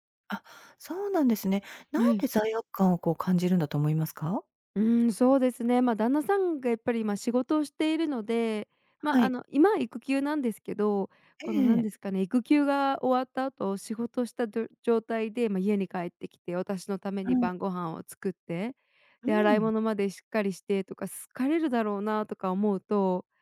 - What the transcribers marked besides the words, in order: none
- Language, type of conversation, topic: Japanese, advice, 家事や育児で自分の時間が持てないことについて、どのように感じていますか？